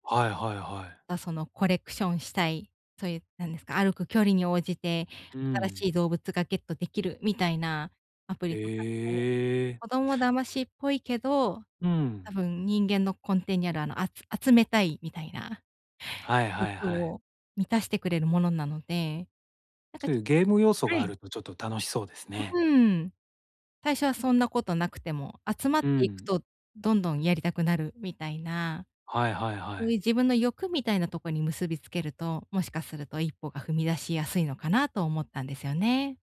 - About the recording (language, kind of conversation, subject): Japanese, advice, モチベーションを取り戻して、また続けるにはどうすればいいですか？
- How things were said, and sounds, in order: none